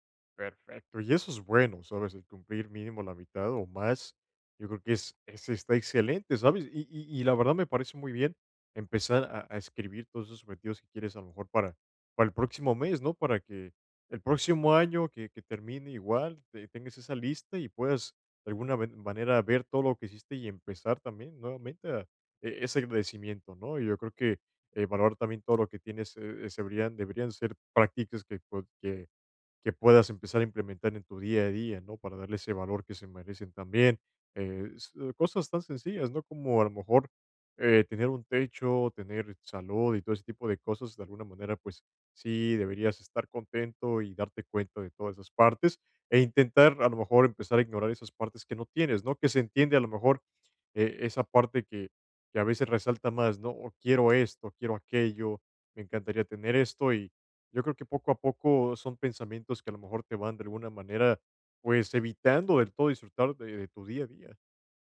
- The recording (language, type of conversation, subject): Spanish, advice, ¿Cómo puedo practicar la gratitud a diario y mantenerme presente?
- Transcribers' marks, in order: tapping